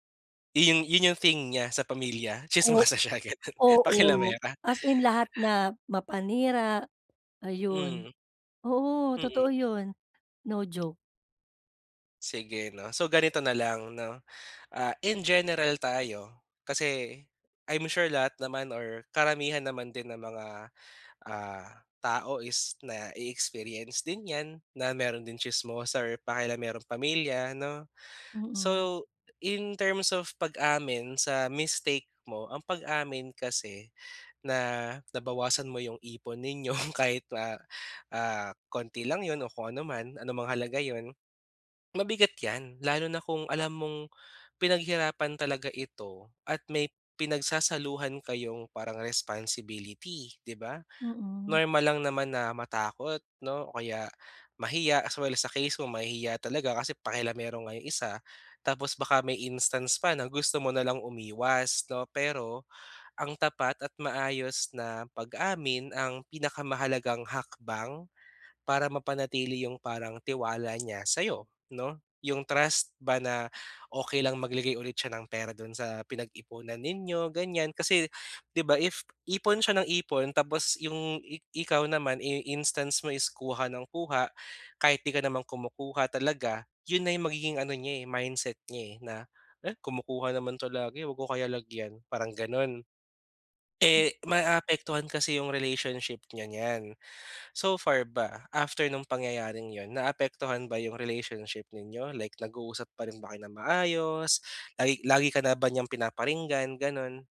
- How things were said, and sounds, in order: laughing while speaking: "tsismosa siya ganun pakialamera"; other background noise; tapping
- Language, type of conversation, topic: Filipino, advice, Paano ako aamin sa pagkakamali nang tapat at walang pag-iwas?